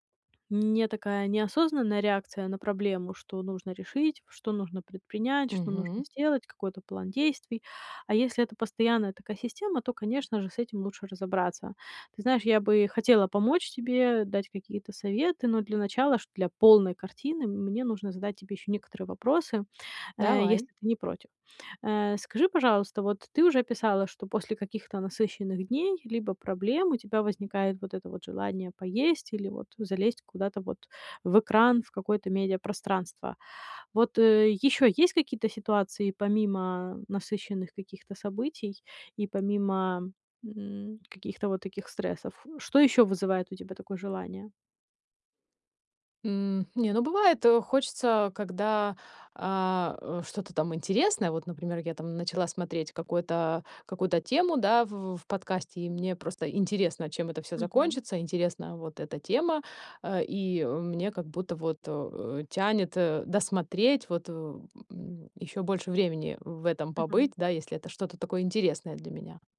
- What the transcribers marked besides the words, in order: tapping
- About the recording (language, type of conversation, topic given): Russian, advice, Как можно справляться с эмоциями и успокаиваться без еды и телефона?